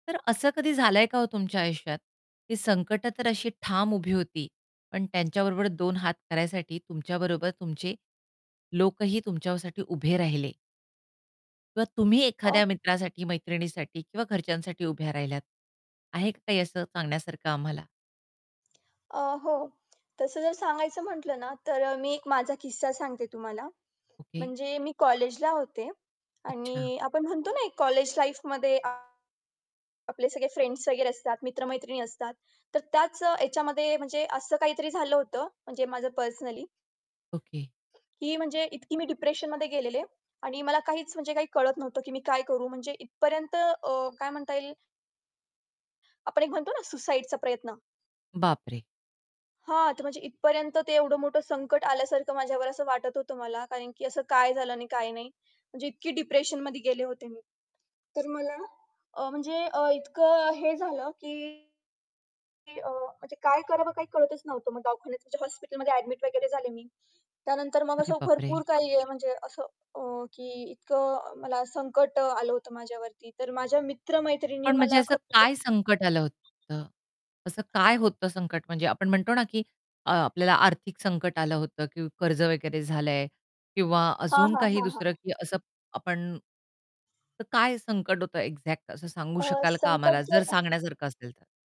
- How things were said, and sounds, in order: tapping; other background noise; in English: "लाईफमध्ये"; distorted speech; in English: "डिप्रेशनमध्ये"; static; horn; in English: "डिप्रेशनमध्ये"; unintelligible speech; in English: "एक्झॅक्ट"
- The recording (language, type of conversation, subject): Marathi, podcast, संकटाच्या वेळी लोक एकमेकांच्या पाठीशी कसे उभे राहतात?